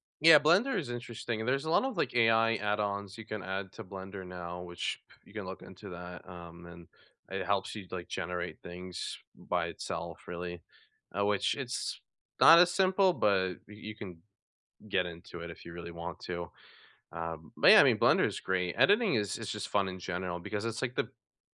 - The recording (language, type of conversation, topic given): English, unstructured, What hobby reminds you of happier times?
- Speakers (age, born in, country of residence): 18-19, United States, United States; 20-24, United States, United States
- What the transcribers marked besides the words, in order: tapping